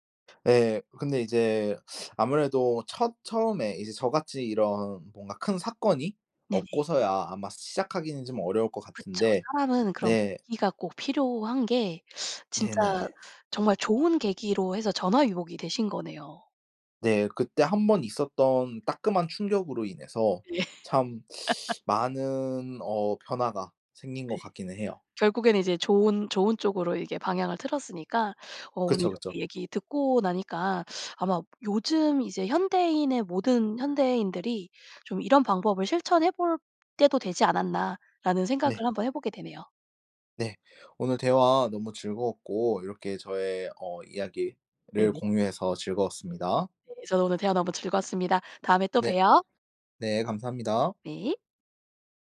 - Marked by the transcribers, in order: tapping; teeth sucking; other background noise; "전화위복" said as "전화유복"; laugh; teeth sucking; teeth sucking
- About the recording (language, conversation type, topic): Korean, podcast, 한 가지 습관이 삶을 바꾼 적이 있나요?